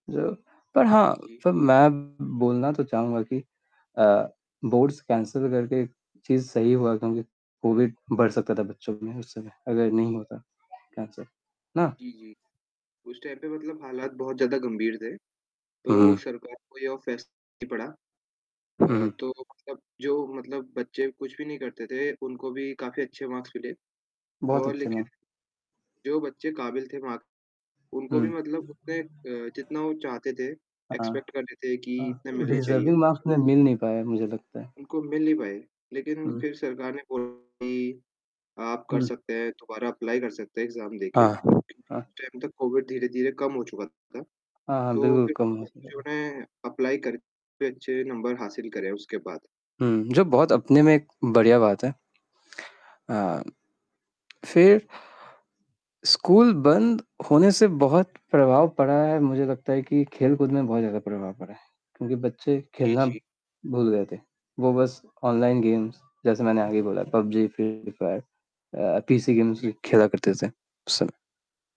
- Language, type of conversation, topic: Hindi, unstructured, बच्चों की पढ़ाई पर कोविड-19 का क्या असर पड़ा है?
- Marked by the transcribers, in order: static; distorted speech; in English: "बोर्ड्स कैंसल"; other background noise; in English: "कैन्सल"; in English: "टाइम"; in English: "मार्क्स"; in English: "मार्क्स"; in English: "एक्स्पेक्ट"; in English: "डिज़र्विंग मार्क्स"; horn; in English: "अप्लाई"; in English: "एग्जाम"; in English: "टाइम"; in English: "अप्लाई"; in English: "नंबर"; tapping; in English: "गेम्स"; in English: "गेम्स"